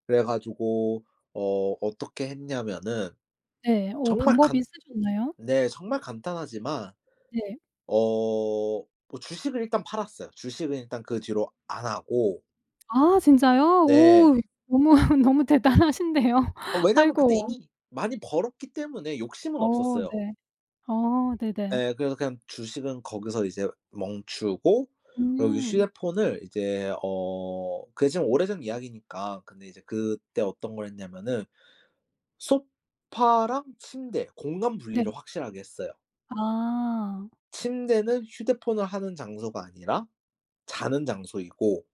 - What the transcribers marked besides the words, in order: laughing while speaking: "너무, 너무 대단하신데요"
- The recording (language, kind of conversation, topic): Korean, podcast, 작은 습관이 삶을 바꾼 적이 있나요?